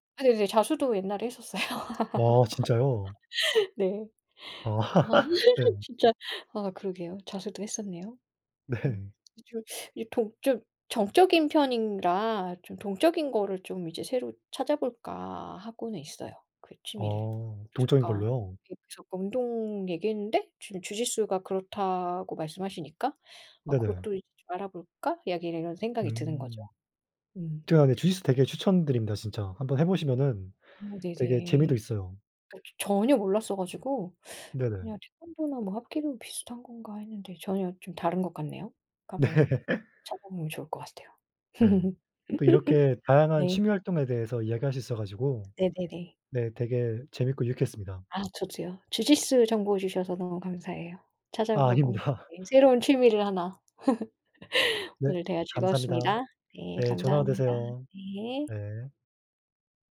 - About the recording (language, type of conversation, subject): Korean, unstructured, 취미를 하다가 가장 놀랐던 순간은 언제였나요?
- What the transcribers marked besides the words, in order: laughing while speaking: "했었어요"; tapping; laugh; other background noise; laughing while speaking: "네"; laugh; laugh; laugh